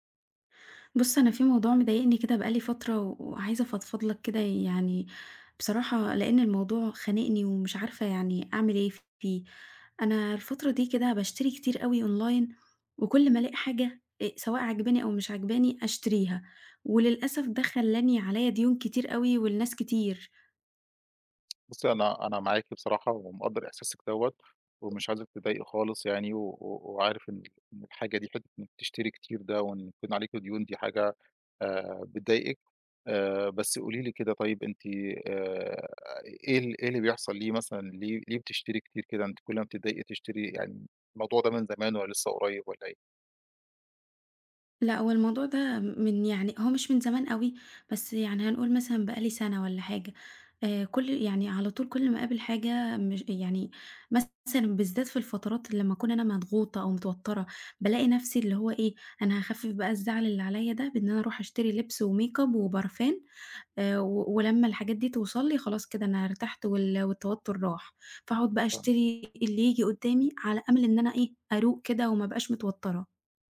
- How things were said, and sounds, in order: in English: "online"; tapping; in English: "وmakeup"; in French: "وبارفان"
- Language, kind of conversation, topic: Arabic, advice, الإسراف في الشراء كملجأ للتوتر وتكرار الديون